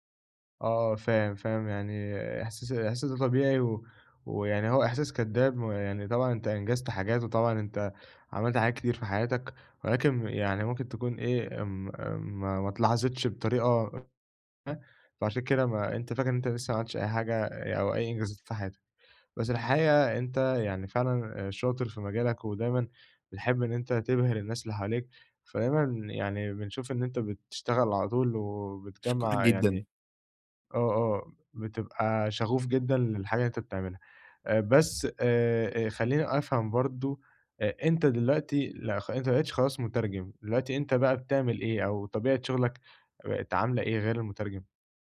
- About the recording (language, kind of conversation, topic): Arabic, advice, إزاي أتعامل مع إنّي سيبت أمل في المستقبل كنت متعلق بيه؟
- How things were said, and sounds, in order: unintelligible speech